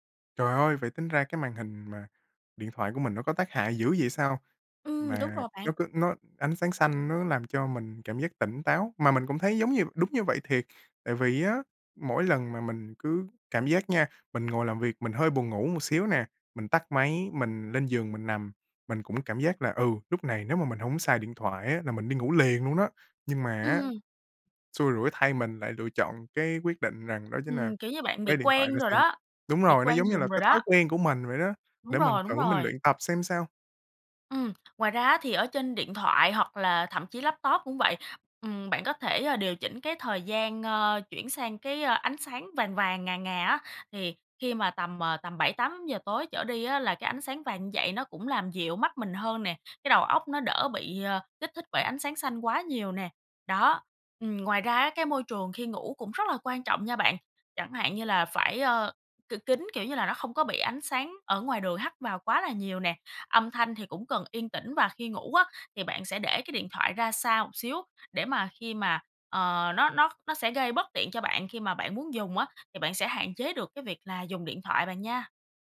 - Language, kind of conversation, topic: Vietnamese, advice, Thói quen dùng điện thoại trước khi ngủ ảnh hưởng đến giấc ngủ của bạn như thế nào?
- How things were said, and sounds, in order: tapping; other background noise